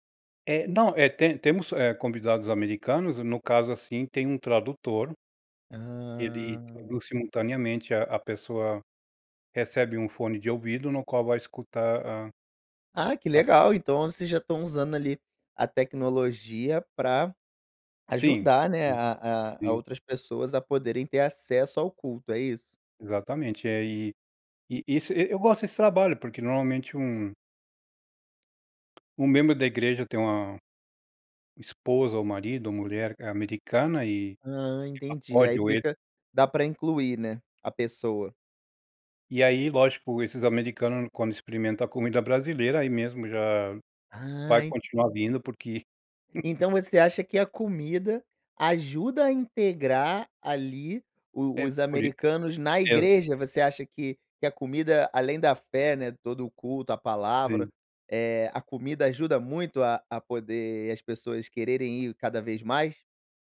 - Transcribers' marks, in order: unintelligible speech; laugh
- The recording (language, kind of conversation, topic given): Portuguese, podcast, Como a comida une as pessoas na sua comunidade?